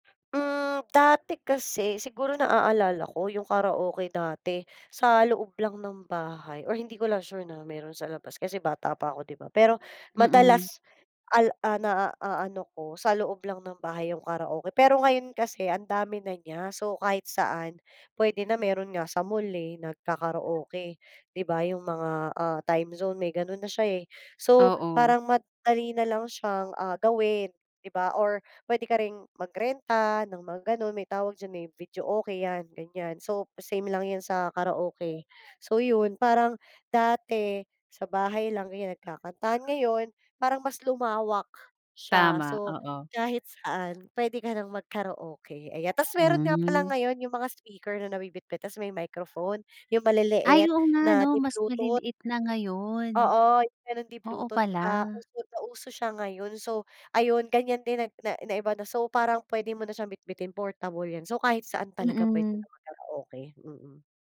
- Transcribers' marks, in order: background speech; other animal sound; baby crying; other background noise
- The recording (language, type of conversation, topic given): Filipino, podcast, Ano ang kahalagahan ng karaoke sa musika at kultura mo?